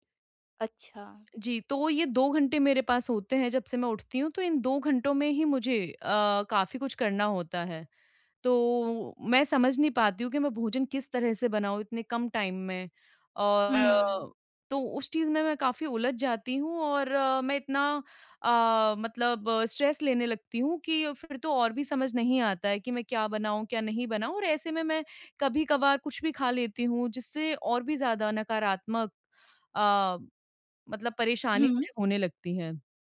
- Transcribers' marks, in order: tapping; in English: "टाइम"; other background noise; in English: "स्ट्रेस"
- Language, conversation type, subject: Hindi, advice, कम समय में स्वस्थ भोजन कैसे तैयार करें?